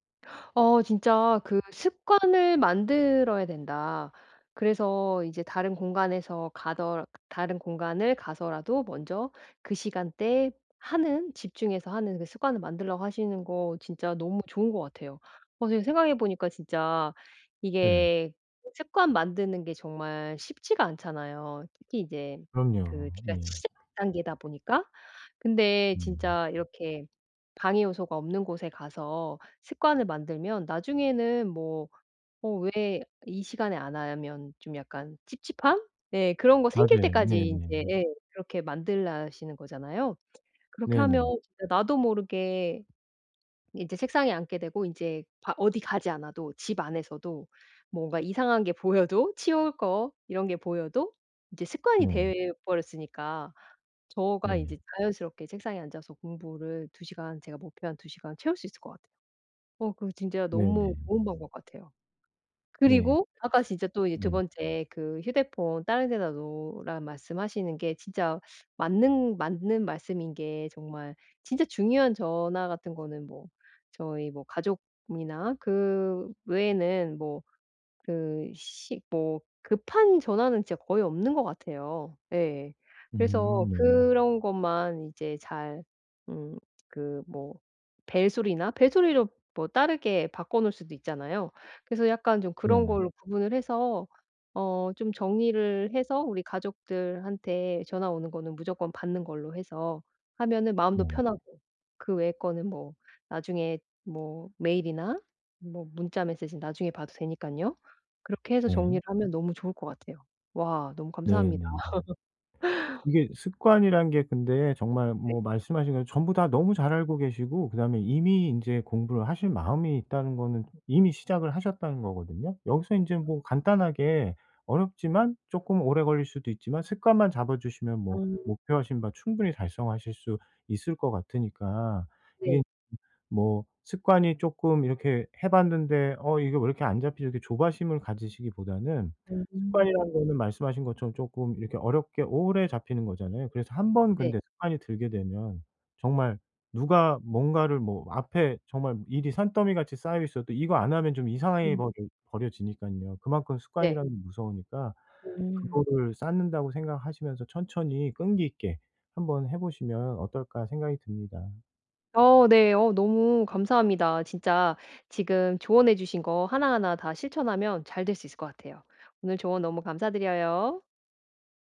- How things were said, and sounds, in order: gasp; other background noise; tapping; background speech; laugh; other noise
- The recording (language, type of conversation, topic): Korean, advice, 미루기와 산만함을 줄이고 집중력을 유지하려면 어떻게 해야 하나요?